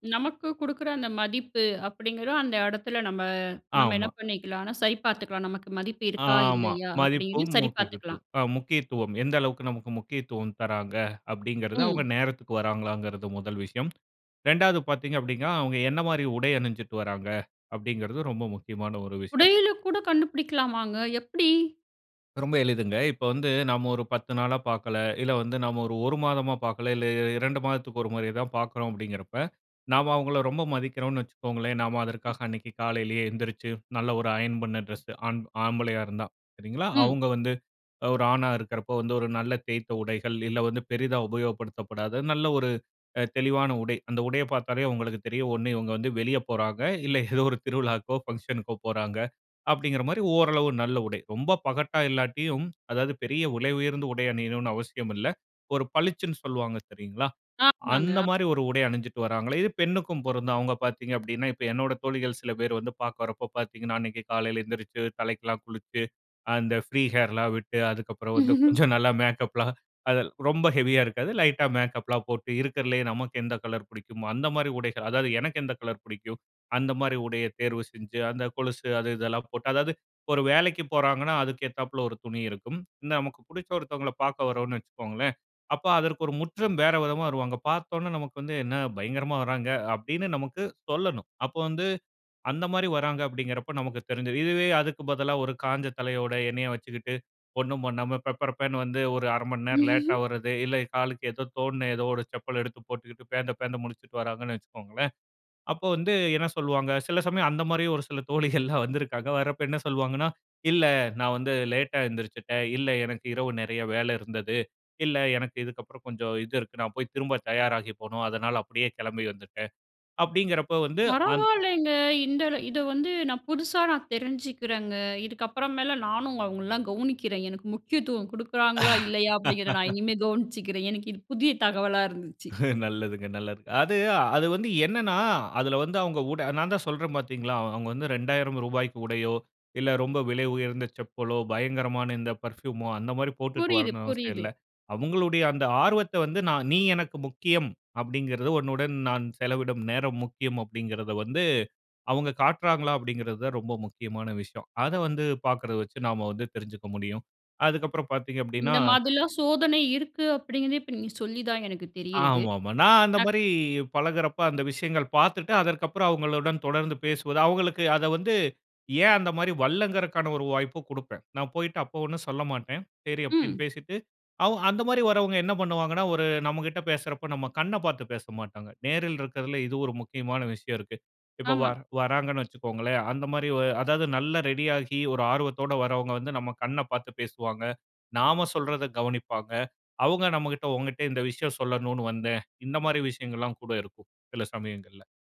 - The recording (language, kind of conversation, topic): Tamil, podcast, நேரில் ஒருவரை சந்திக்கும் போது உருவாகும் நம்பிக்கை ஆன்லைனில் எப்படி மாறுகிறது?
- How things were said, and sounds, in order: "முக்கியத்துவம்" said as "முக்கிக்கத்துவம்"; "அப்டீன்னா" said as "அப்டீங்கா"; surprised: "உடையில கூட கண்டுபிடிக்கலாமாங்க எப்படி?"; other background noise; laughing while speaking: "ஏதோ ஒரு திருவிழாக்கோ"; laughing while speaking: "கொஞ்சம் நல்லா மேக்கப்லா"; chuckle; surprised: "என்ன பயங்கரமா வறாங்க!"; "தெரிஞ்சிரும்" said as "தெரிஞ்சது"; chuckle; laughing while speaking: "தோழிகள்லாம் வந்திருக்காங்க"; surprised: "பரவால்லைங்க"; joyful: "இதுக்கப்புறமேல நானும் அவங்கள்லாம் கவனிக்கிறேன் எனக்கு … புதிய தகவலா இருந்துச்சி"; laugh; laughing while speaking: "நல்லதுங்க நல்லது"; anticipating: "நீ எனக்கு முக்கியம் அப்படிங்கிறது. உன்னுடன் … வந்து அவுங்க காட்றாங்களா"; "வரலங்கிறதுக்கான" said as "வல்லங்கிறதுக்கான"